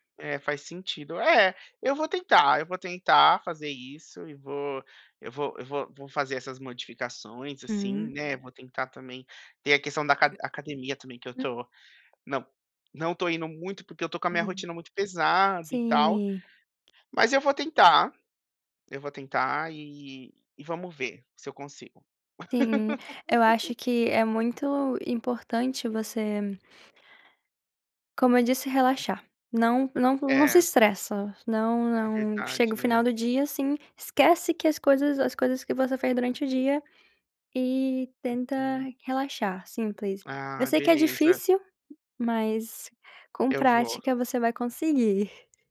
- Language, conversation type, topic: Portuguese, advice, Como posso criar uma rotina matinal revigorante para acordar com mais energia?
- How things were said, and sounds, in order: unintelligible speech; tapping; laugh